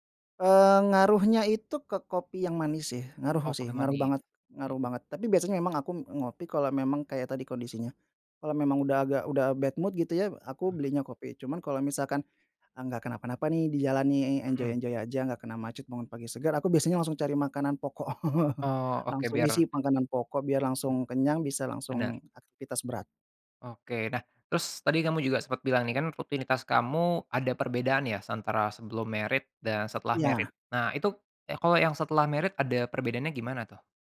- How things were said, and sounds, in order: in English: "bad mood"; other background noise; in English: "enjoy-enjoy"; chuckle; "antara" said as "santara"; in English: "married"; in English: "married"; in English: "married"
- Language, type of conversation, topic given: Indonesian, podcast, Apa rutinitas pagi sederhana yang selalu membuat suasana hatimu jadi bagus?